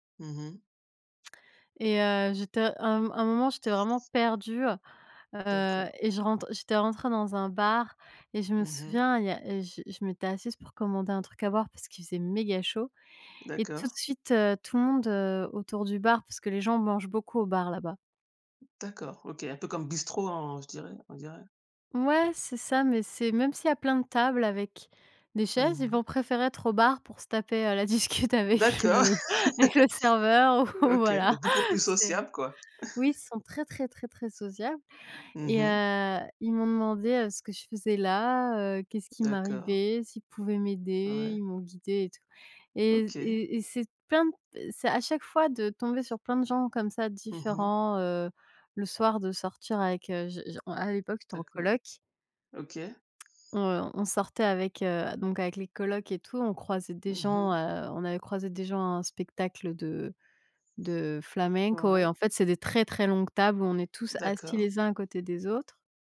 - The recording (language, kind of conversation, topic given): French, unstructured, Quelle a été votre rencontre interculturelle la plus enrichissante ?
- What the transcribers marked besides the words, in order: tapping; laughing while speaking: "la discute avec le le avec le serveur ou voilà"; laugh; chuckle; other background noise